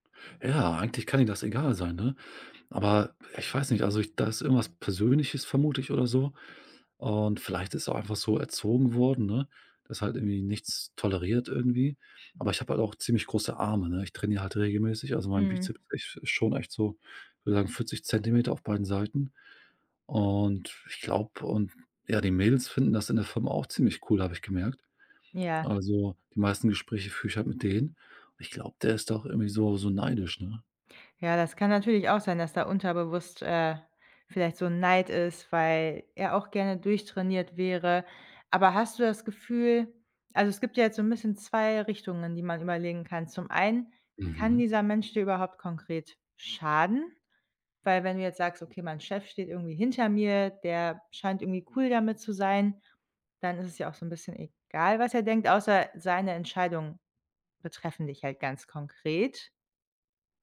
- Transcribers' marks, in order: other background noise
- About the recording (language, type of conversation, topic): German, advice, Wie fühlst du dich, wenn du befürchtest, wegen deines Aussehens oder deines Kleidungsstils verurteilt zu werden?